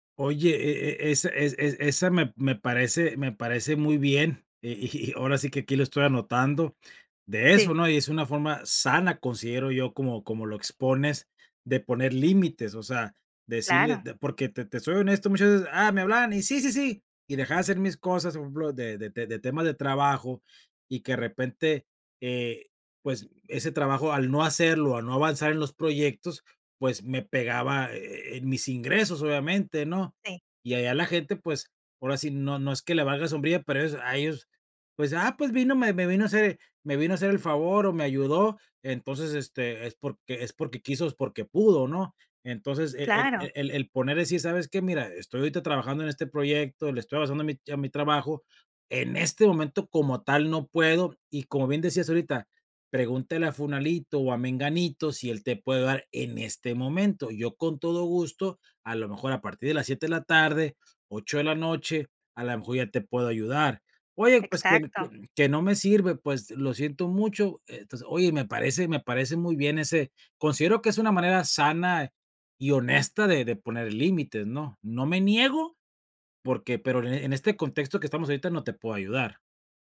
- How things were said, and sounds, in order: none
- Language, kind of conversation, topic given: Spanish, advice, ¿En qué situaciones te cuesta decir "no" y poner límites personales?